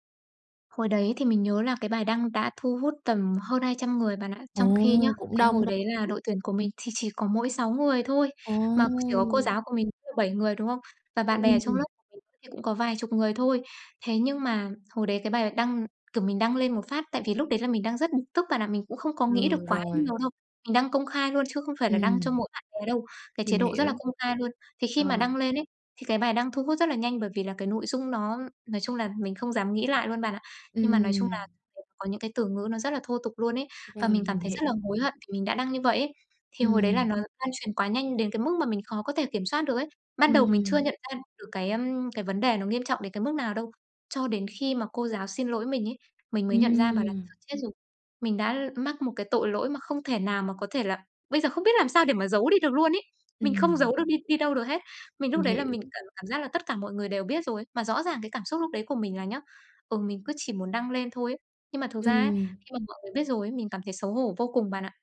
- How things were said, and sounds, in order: tapping; unintelligible speech; unintelligible speech; other background noise
- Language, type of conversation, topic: Vietnamese, advice, Làm sao để lấy lại tự tin sau khi mắc lỗi trước mọi người?